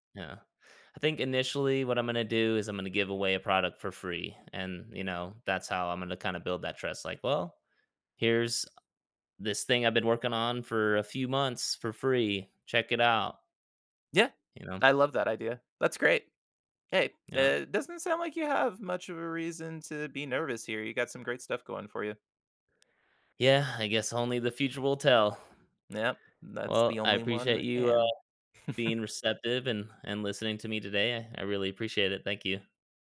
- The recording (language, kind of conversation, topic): English, advice, How can I make a good impression at my new job?
- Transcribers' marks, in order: chuckle